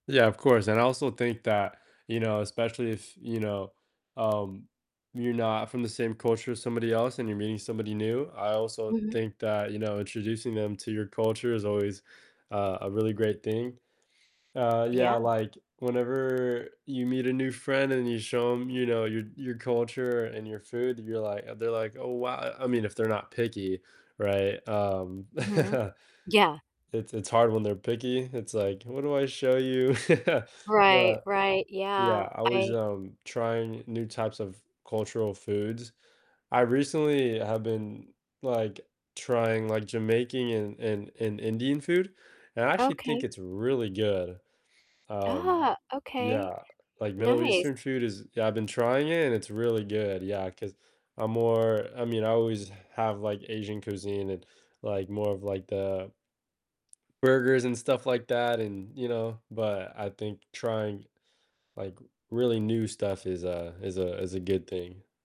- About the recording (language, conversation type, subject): English, unstructured, How do you think food brings people together?
- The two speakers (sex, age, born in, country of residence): female, 55-59, United States, United States; male, 18-19, United States, United States
- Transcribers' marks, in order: distorted speech; laugh; other background noise; laugh; static; tapping